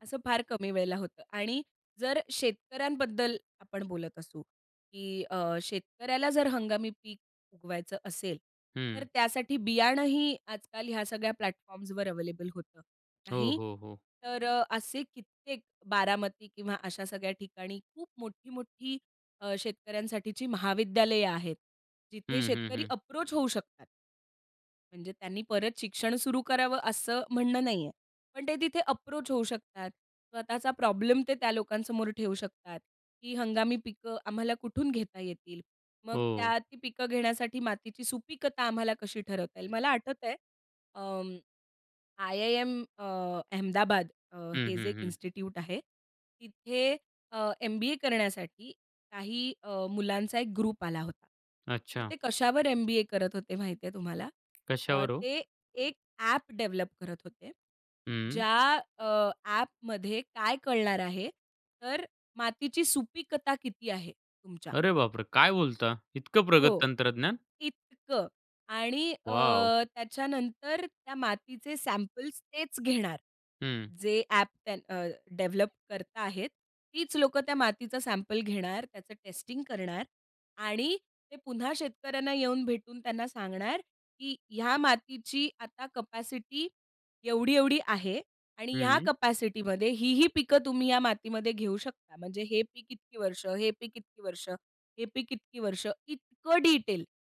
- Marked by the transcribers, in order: in English: "प्लॅटफॉर्म्सवर अवेलेबल"; in English: "अप्रोच"; in English: "अप्रोच"; in English: "इन्स्टिट्यूट"; in English: "ग्रुप"; tapping; in English: "डेव्हलप"; in English: "सॅम्पल्स"; in English: "डेव्हलप"; in English: "सॅम्पल"; in English: "डीटेल"
- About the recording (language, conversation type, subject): Marathi, podcast, हंगामी पिकं खाल्ल्याने तुम्हाला कोणते फायदे मिळतात?